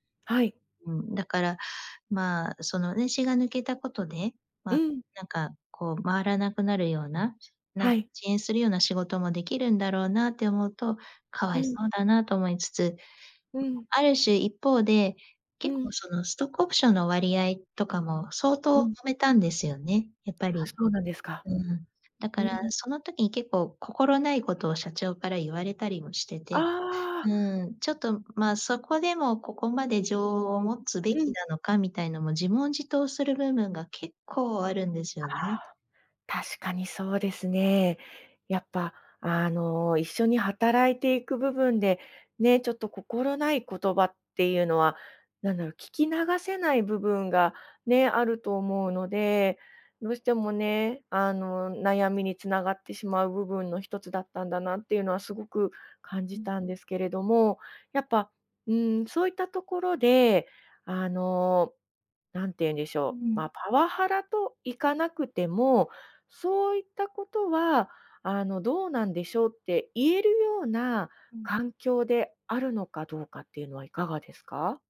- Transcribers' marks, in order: "もめ" said as "とめ"
- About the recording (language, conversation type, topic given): Japanese, advice, 退職すべきか続けるべきか決められず悩んでいる